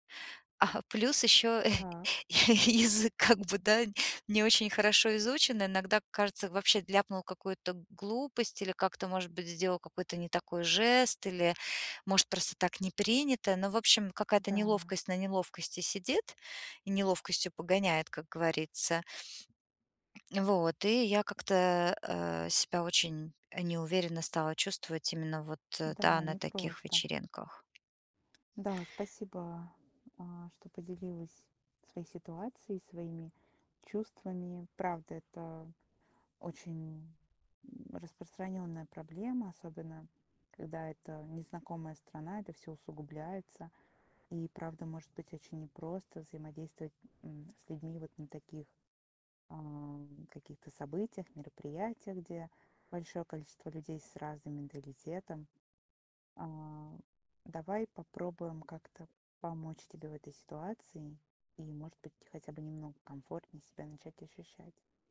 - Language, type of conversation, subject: Russian, advice, Как перестать чувствовать себя неловко на вечеринках и легче общаться с людьми?
- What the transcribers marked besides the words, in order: laughing while speaking: "А"; chuckle; laughing while speaking: "я язык, как бы"; tapping